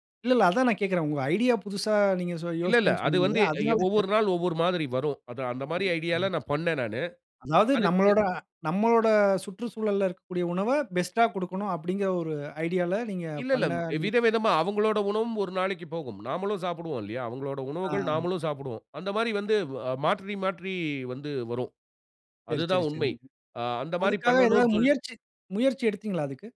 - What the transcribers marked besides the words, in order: in English: "பெஸ்ட்"; horn
- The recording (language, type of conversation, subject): Tamil, podcast, நீண்டகால தொழில் இலக்கு என்ன?